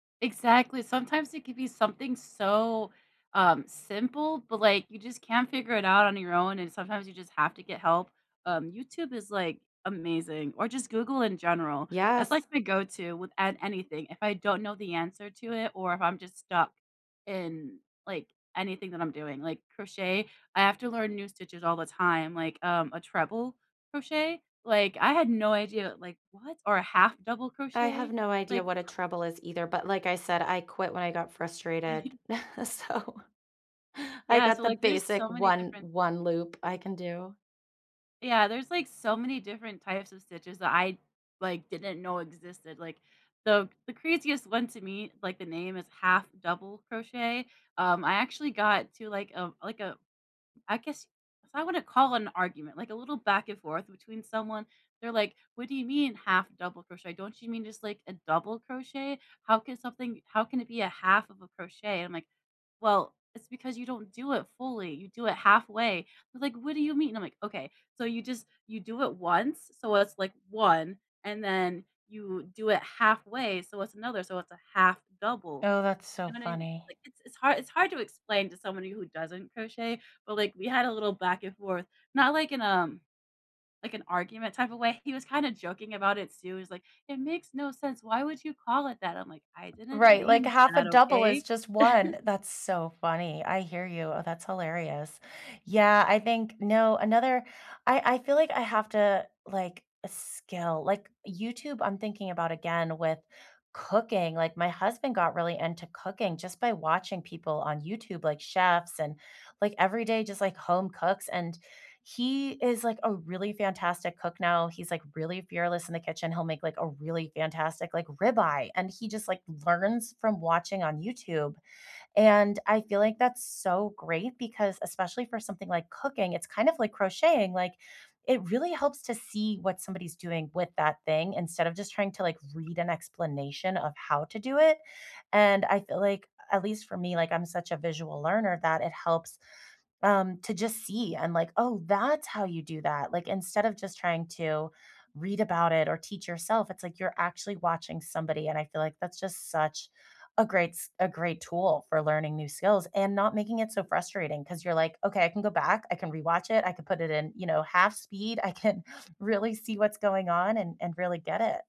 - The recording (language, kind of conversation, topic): English, unstructured, Have you ever felt frustrated while learning a new skill?
- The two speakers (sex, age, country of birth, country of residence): female, 30-34, United States, United States; female, 35-39, United States, United States
- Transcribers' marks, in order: chuckle; laughing while speaking: "So"; tapping; chuckle